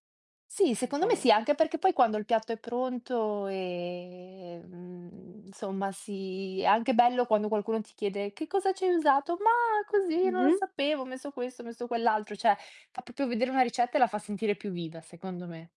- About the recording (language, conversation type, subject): Italian, podcast, Qual è un ricordo legato al cibo che ti emoziona?
- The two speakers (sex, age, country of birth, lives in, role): female, 60-64, Italy, Italy, host; female, 65-69, Italy, Italy, guest
- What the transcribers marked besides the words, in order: drawn out: "ehm"; drawn out: "si"; put-on voice: "Che cosa ci hai usato? … ho messo quell'altro"